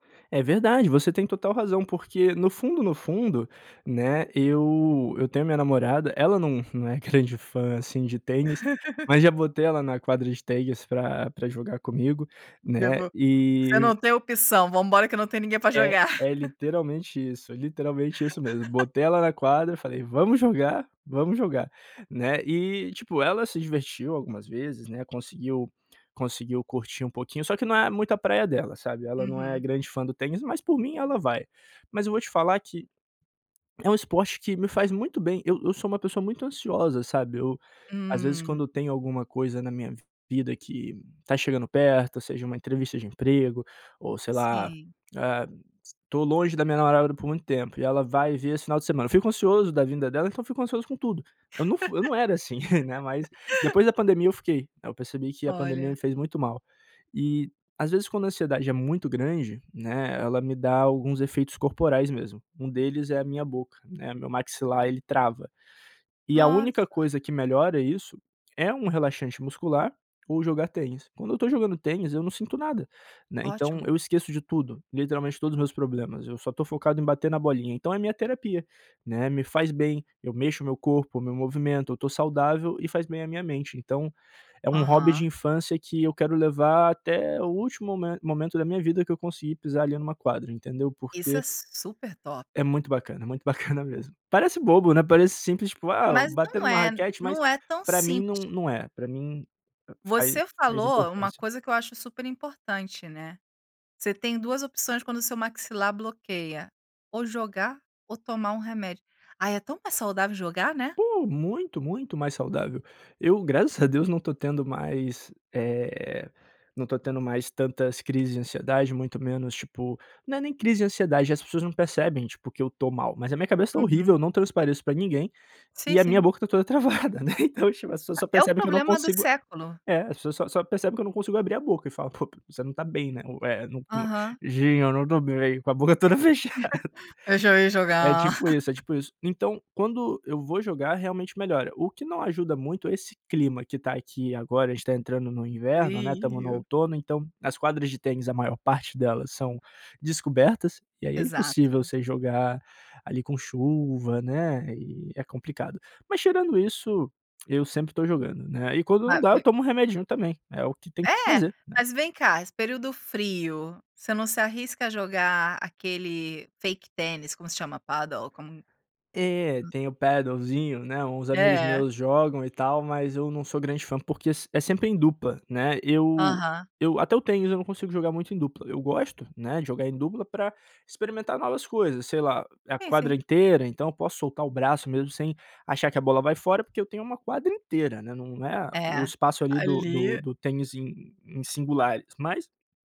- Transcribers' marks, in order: laugh; laugh; laugh; laughing while speaking: "travada"; unintelligible speech; put-on voice: "Sim eu não estou bem"; laughing while speaking: "toda fechada"; giggle; put-on voice: "Eu já ia jogar"; giggle; tapping; unintelligible speech; unintelligible speech
- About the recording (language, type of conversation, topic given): Portuguese, podcast, Que hobby da infância você mantém até hoje?
- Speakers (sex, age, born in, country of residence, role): female, 40-44, Brazil, Italy, host; male, 25-29, Brazil, Portugal, guest